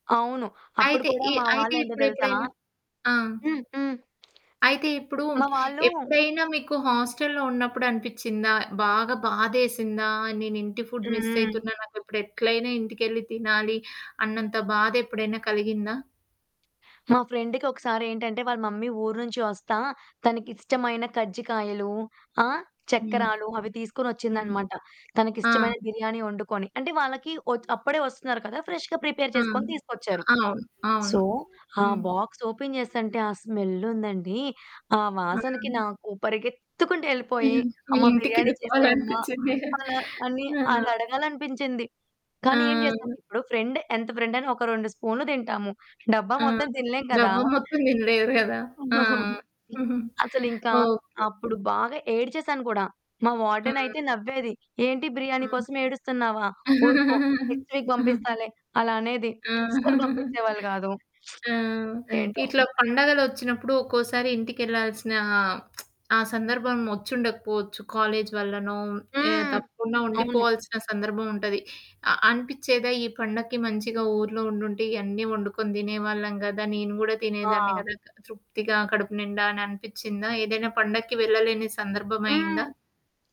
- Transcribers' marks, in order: static; in English: "ఫుడ్ మిస్"; in English: "ఫ్రెండ్‌కి"; in English: "మమ్మీ"; in English: "ఫ్రెష్‌గా ప్రిపేర్"; in English: "సో"; in English: "బాక్స్ ఓపెన్"; stressed: "పరిగెత్తుకుంటూ"; laughing while speaking: "మీ ఇంటికి వెళ్ళిపోవాలి అనిపిచ్చింది"; in English: "ఫ్రెండ్"; giggle; other background noise; giggle; in English: "వార్డెన్"; in English: "నెక్స్ట్ వీక్"; laugh; chuckle; lip smack
- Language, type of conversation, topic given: Telugu, podcast, వేరే చోటికి వెళ్లినప్పుడు ఆహారం మీకు ఇంటి జ్ఞాపకాలు ఎలా గుర్తు చేస్తుంది?